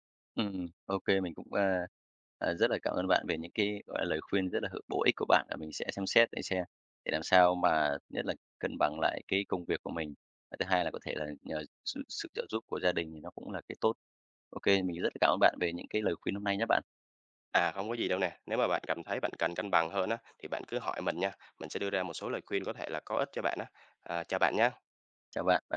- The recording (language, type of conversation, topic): Vietnamese, advice, Làm thế nào để cân bằng giữa công việc và việc chăm sóc gia đình?
- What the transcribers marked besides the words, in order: tapping